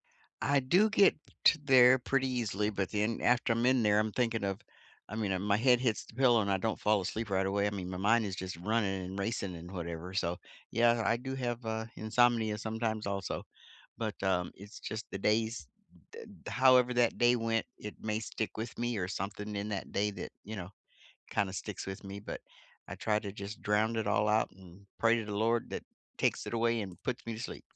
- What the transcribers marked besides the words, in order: none
- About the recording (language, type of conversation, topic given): English, unstructured, When you want to relax, what kind of entertainment do you turn to, and why is it your go-to choice?
- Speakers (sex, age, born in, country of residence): female, 75-79, United States, United States; male, 25-29, United States, United States